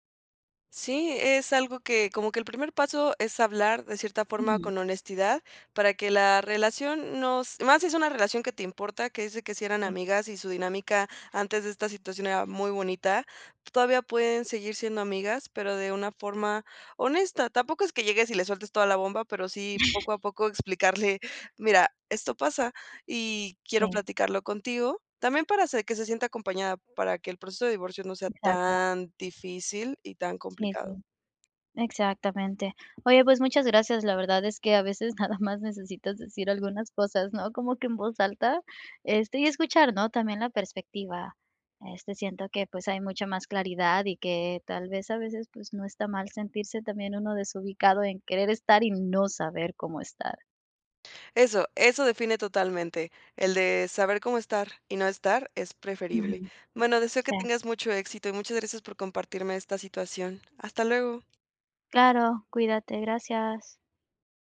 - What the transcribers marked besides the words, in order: none
- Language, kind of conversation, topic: Spanish, advice, ¿Qué puedo hacer si siento que me estoy distanciando de un amigo por cambios en nuestras vidas?